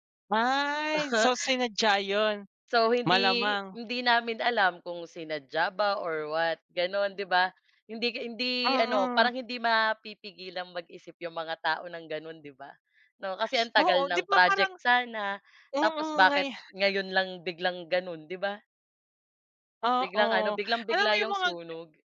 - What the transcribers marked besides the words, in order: chuckle; tapping; other noise
- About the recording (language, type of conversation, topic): Filipino, unstructured, Paano mo tinitingnan ang papel ng kabataan sa politika?